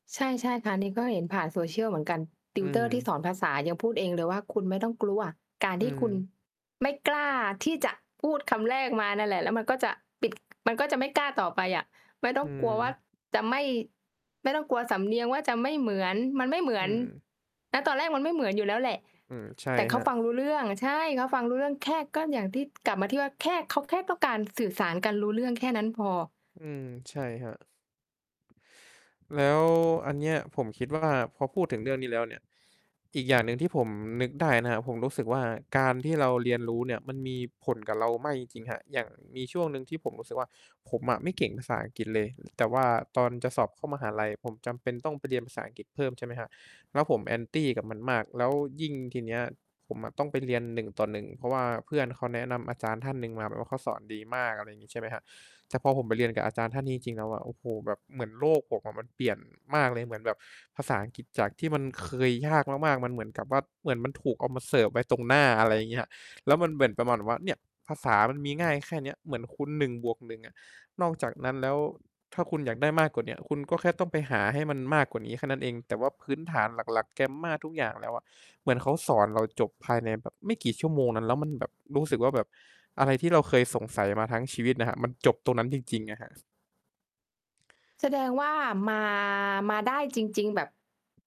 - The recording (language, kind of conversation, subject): Thai, unstructured, คุณคิดว่าการเรียนภาษาใหม่มีประโยชน์อย่างไร?
- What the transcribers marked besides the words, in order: distorted speech; tapping